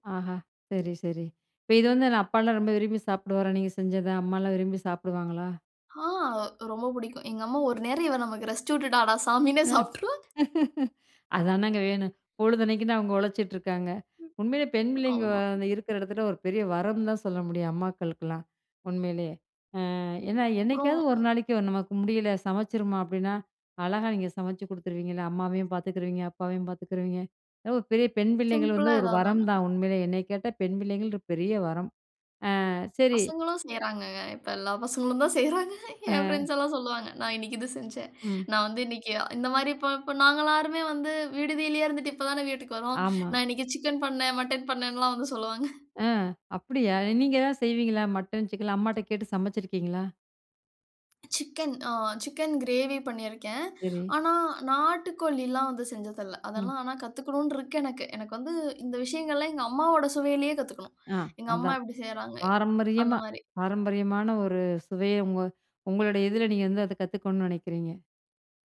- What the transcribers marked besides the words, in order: laughing while speaking: "சாமின்னு சாப்பிட்டுருவா"; "சாப்புட்ருவாங்க" said as "சாப்பிட்டுருவா"; laugh; laughing while speaking: "தான் செய்யுறாங்க"; other noise
- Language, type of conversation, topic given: Tamil, podcast, வழக்கமான சமையல் முறைகள் மூலம் குடும்பம் எவ்வாறு இணைகிறது?